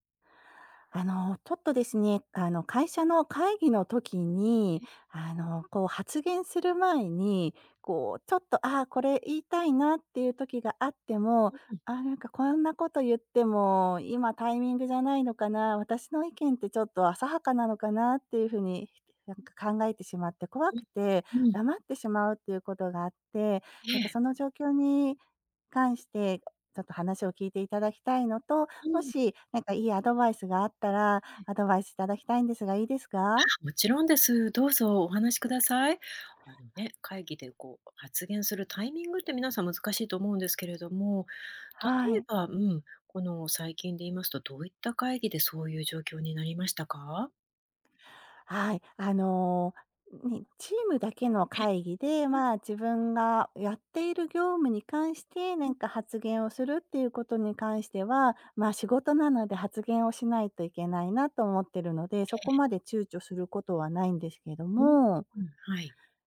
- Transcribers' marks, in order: tapping
- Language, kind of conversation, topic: Japanese, advice, 会議で発言するのが怖くて黙ってしまうのはなぜですか？